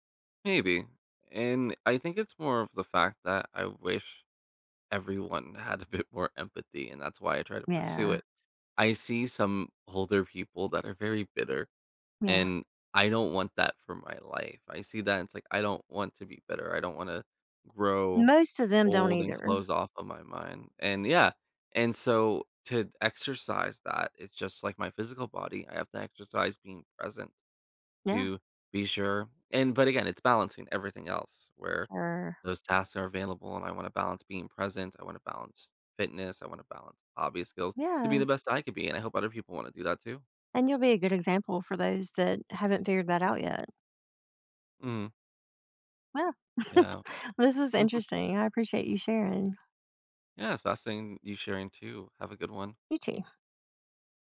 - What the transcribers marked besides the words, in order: laughing while speaking: "bit"; tapping; laugh; laughing while speaking: "Mhm"
- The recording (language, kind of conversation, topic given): English, unstructured, How can I make space for personal growth amid crowded tasks?